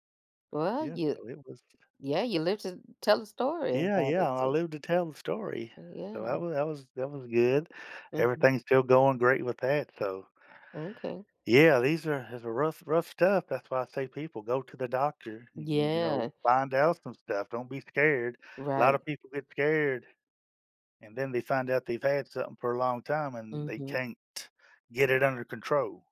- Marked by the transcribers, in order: other background noise; tapping
- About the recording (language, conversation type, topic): English, advice, How do I cope and plan next steps after an unexpected diagnosis?
- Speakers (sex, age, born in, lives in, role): female, 35-39, United States, United States, advisor; male, 50-54, United States, United States, user